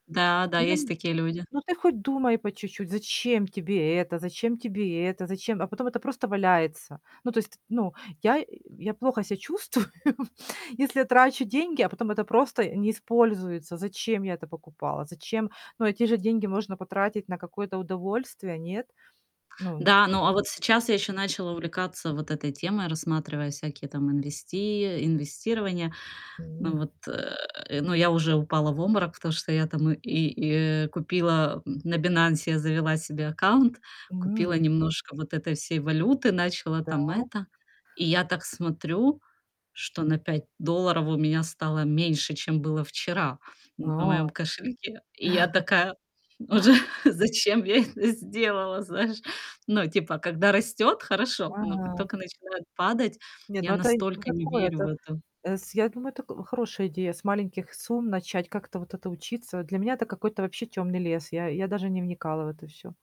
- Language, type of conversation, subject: Russian, unstructured, Какие привычки помогают тебе экономить деньги?
- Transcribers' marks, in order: other background noise; static; unintelligible speech; laughing while speaking: "чувствую"; chuckle; laughing while speaking: "уже"; distorted speech